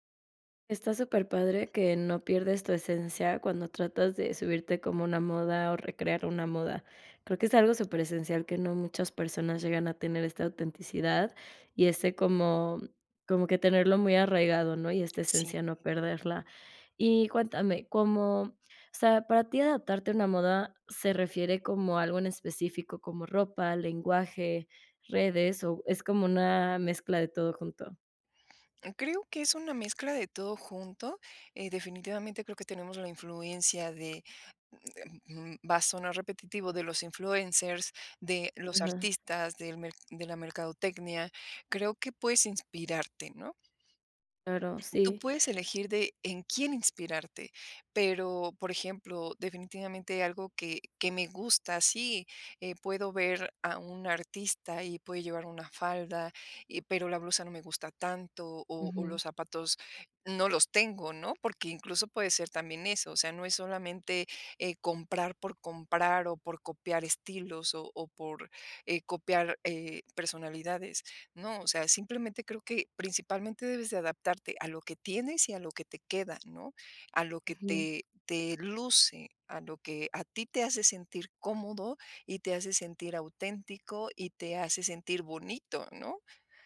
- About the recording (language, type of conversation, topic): Spanish, podcast, ¿Cómo te adaptas a las modas sin perderte?
- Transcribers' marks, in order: other noise